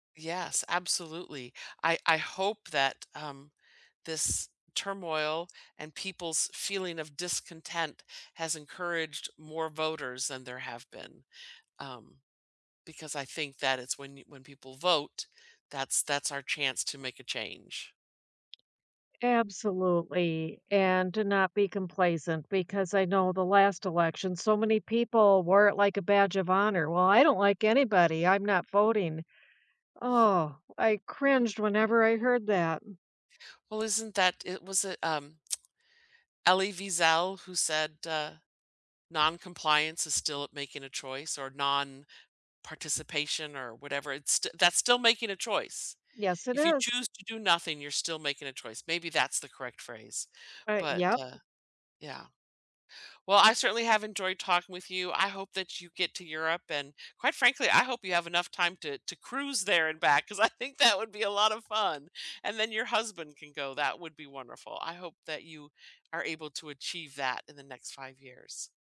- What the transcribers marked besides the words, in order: tapping; other background noise; laughing while speaking: "'cause I"
- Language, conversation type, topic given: English, unstructured, What dreams do you hope to achieve in the next five years?